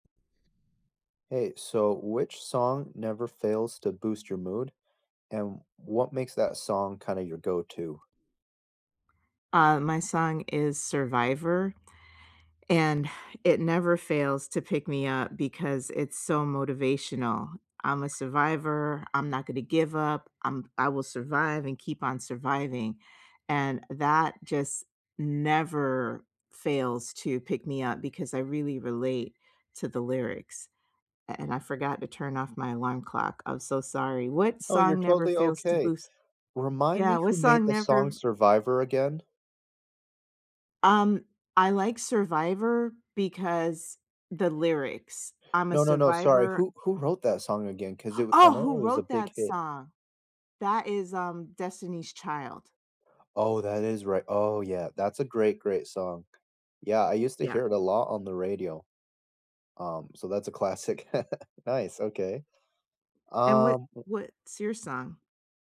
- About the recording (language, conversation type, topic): English, unstructured, Which song never fails to boost your mood, and what makes it your go-to pick-me-up?
- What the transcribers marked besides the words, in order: tapping; other background noise; alarm; gasp; chuckle